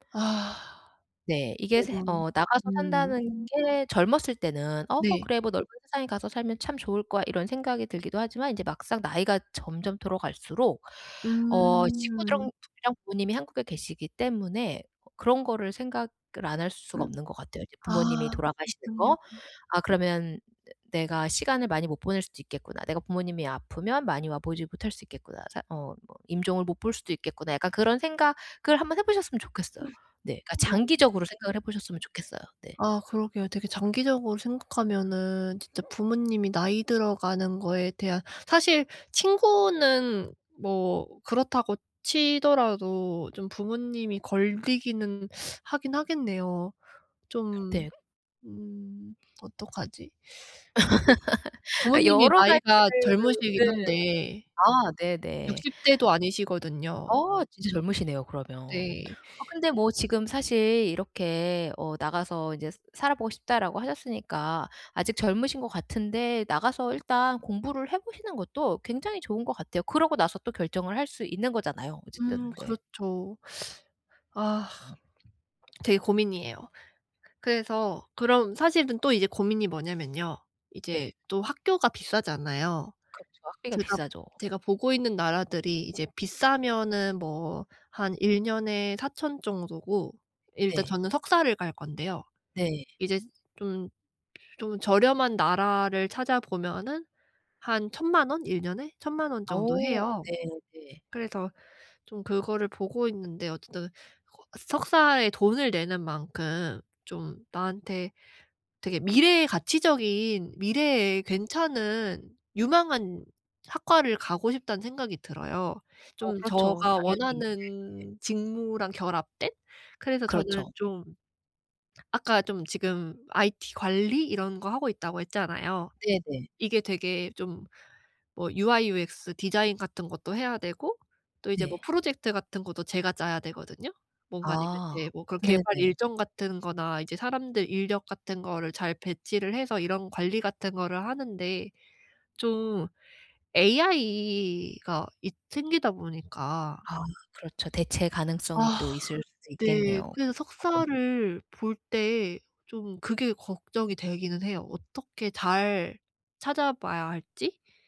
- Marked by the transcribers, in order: unintelligible speech; other background noise; unintelligible speech; teeth sucking; laugh; teeth sucking; background speech; teeth sucking; swallow; sigh; unintelligible speech
- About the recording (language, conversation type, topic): Korean, advice, 중요한 인생 선택을 할 때 기회비용과 후회를 어떻게 최소화할 수 있을까요?